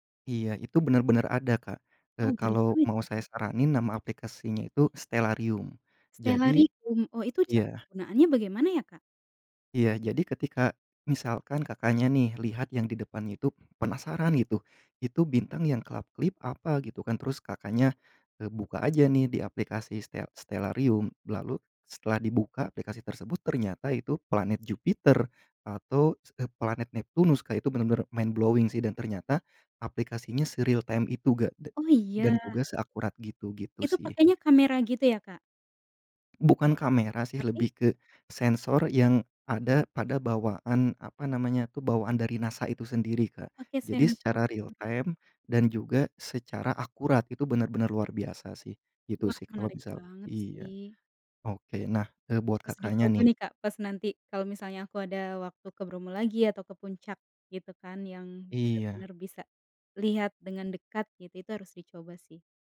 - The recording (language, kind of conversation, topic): Indonesian, podcast, Bagaimana rasanya melihat langit yang benar-benar gelap dan penuh bintang?
- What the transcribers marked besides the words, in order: "depannya itu" said as "depannyi tub"; in English: "mind blowing"; in English: "se-realtime"; other background noise; in English: "realtime"